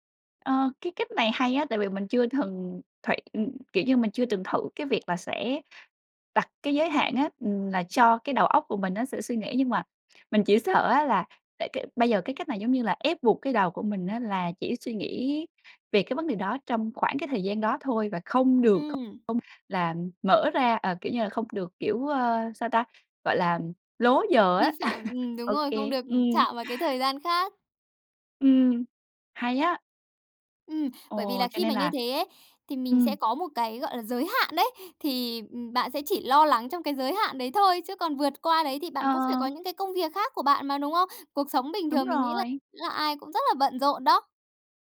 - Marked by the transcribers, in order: laugh
- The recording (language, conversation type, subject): Vietnamese, advice, Làm sao để dừng lại khi tôi bị cuốn vào vòng suy nghĩ tiêu cực?